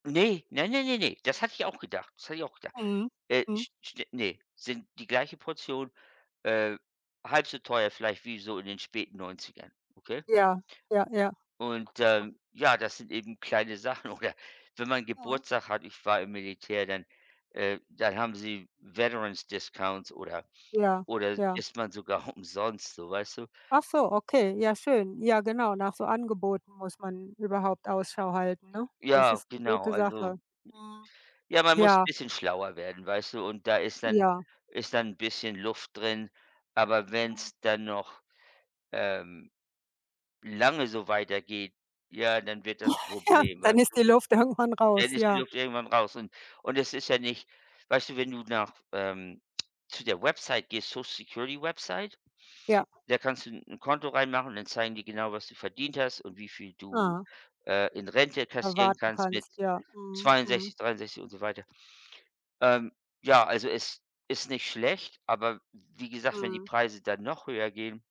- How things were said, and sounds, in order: other background noise; other noise; laughing while speaking: "Oder"; in English: "Veterans Discounts"; laughing while speaking: "umsonst"; laughing while speaking: "Ja"; laughing while speaking: "irgendwann"; in English: "Social-Security-Website"
- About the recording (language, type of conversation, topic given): German, unstructured, Was hältst du von den steigenden Preisen im Supermarkt?